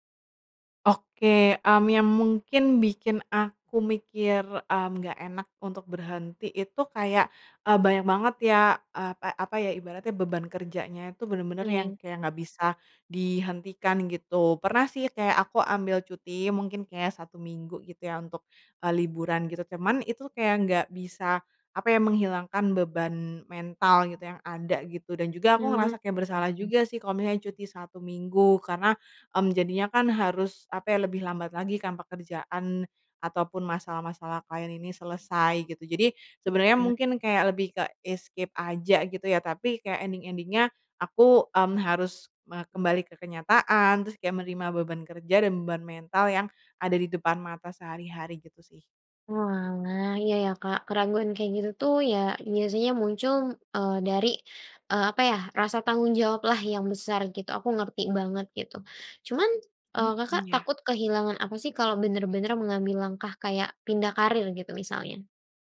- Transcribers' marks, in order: other background noise; in English: "escape"; in English: "ending-ending-nya"
- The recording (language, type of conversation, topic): Indonesian, advice, Mengapa Anda mempertimbangkan beralih karier di usia dewasa?